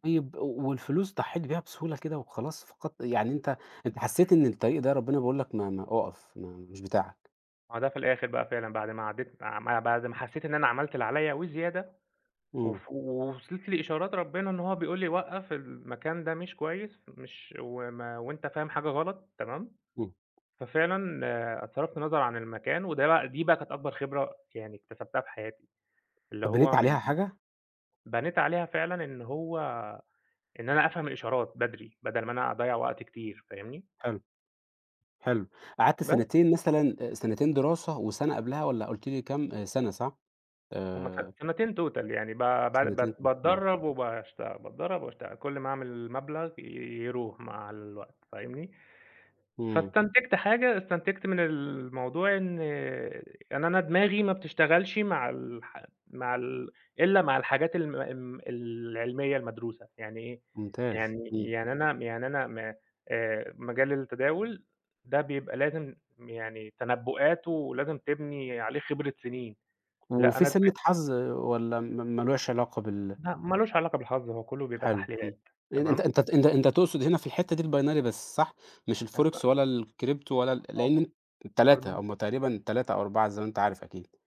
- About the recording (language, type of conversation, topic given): Arabic, podcast, إزاي بتتعامل مع الفشل لما بيحصل؟
- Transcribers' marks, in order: in English: "توتال"; unintelligible speech; unintelligible speech; in English: "الBinary"; in English: "الForex"; unintelligible speech; in English: "الCrypto"; unintelligible speech